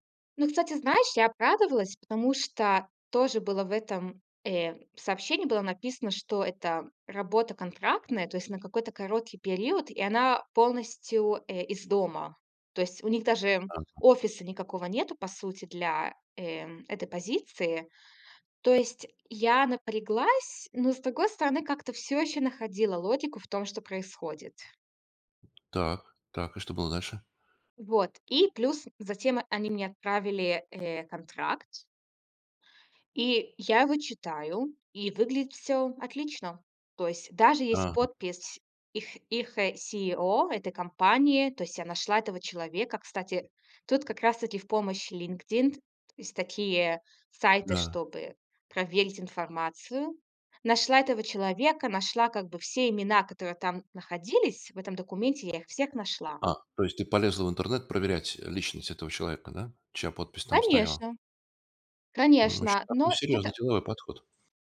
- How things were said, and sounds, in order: other background noise; in English: "CEO"
- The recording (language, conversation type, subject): Russian, podcast, Как ты проверяешь новости в интернете и где ищешь правду?